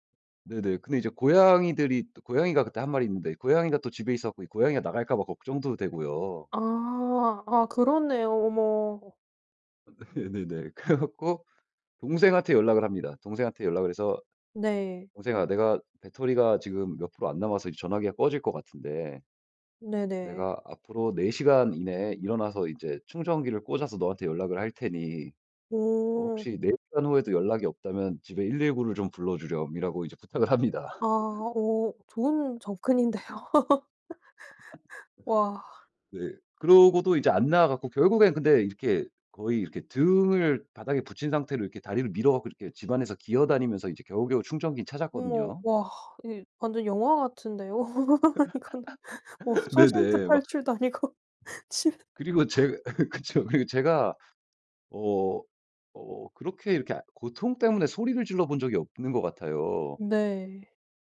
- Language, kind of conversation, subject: Korean, podcast, 잘못된 길에서 벗어나기 위해 처음으로 어떤 구체적인 행동을 하셨나요?
- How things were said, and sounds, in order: laughing while speaking: "네"; laughing while speaking: "그래 갖고"; laughing while speaking: "합니다"; laugh; tapping; laughing while speaking: "접근인데요"; laugh; laugh; laughing while speaking: "이거는"; laughing while speaking: "아니고. 출"; laugh